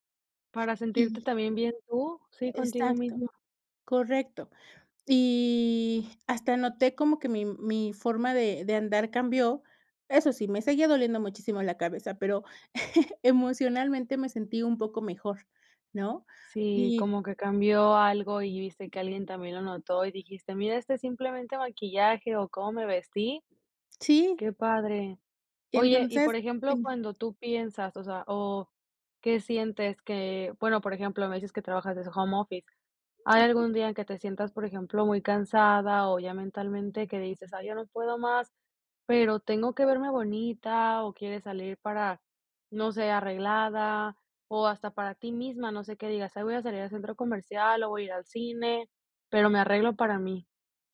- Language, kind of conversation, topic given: Spanish, podcast, ¿Qué pequeños cambios recomiendas para empezar a aceptarte hoy?
- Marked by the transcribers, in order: drawn out: "Y"; chuckle; unintelligible speech